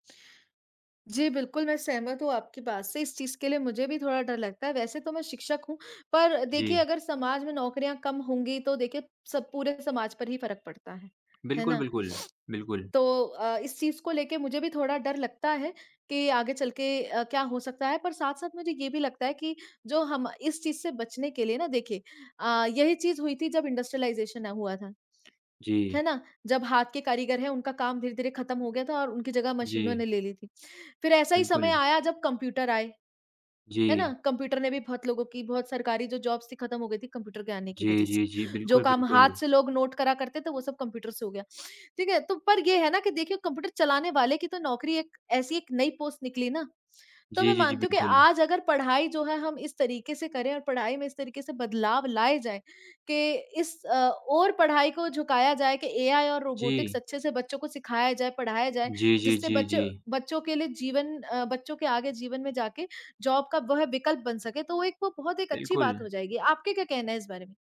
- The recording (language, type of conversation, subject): Hindi, unstructured, क्या आप मानते हैं कि रोबोट इंसानों की जगह ले सकते हैं?
- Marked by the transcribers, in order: horn; tapping; in English: "इंडस्ट्रियलाइजेशन"; in English: "जॉब्स"; in English: "नोट"; in English: "पोस्ट"; in English: "रोबोटिक्स"; in English: "जॉब"